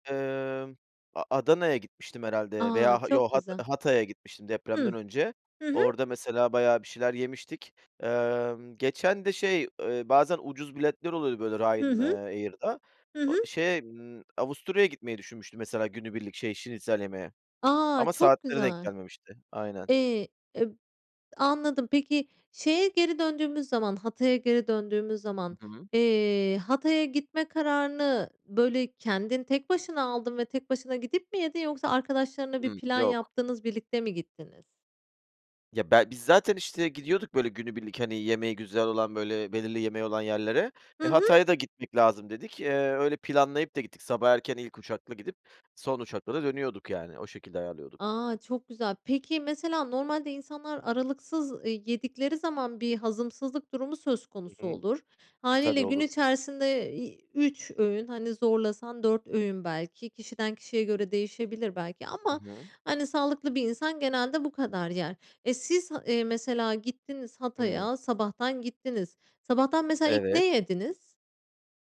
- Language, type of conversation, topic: Turkish, podcast, En sevdiğin sokak yemekleri hangileri ve neden?
- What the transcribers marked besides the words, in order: other background noise; tapping